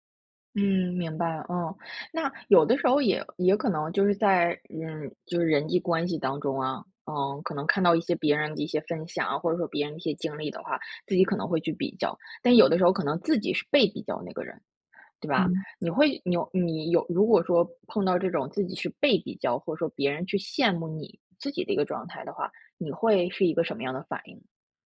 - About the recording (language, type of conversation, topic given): Chinese, podcast, 你是如何停止与他人比较的？
- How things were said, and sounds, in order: none